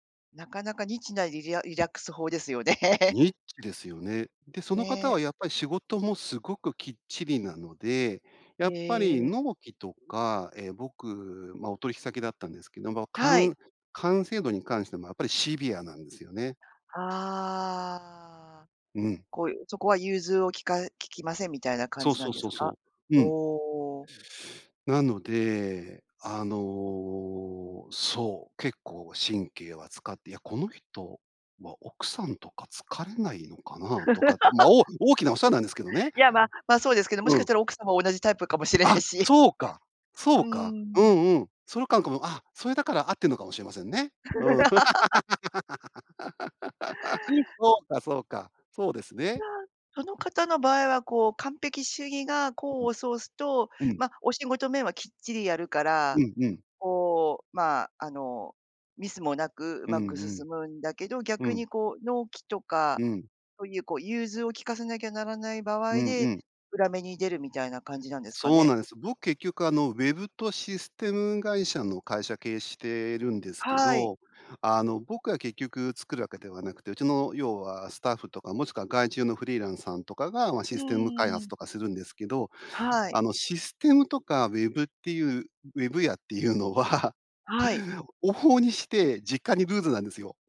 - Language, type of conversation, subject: Japanese, podcast, 完璧主義とどう付き合っていますか？
- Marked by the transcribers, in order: laugh; laugh; other noise; laughing while speaking: "しれないし"; laugh; laugh; laughing while speaking: "いうのは"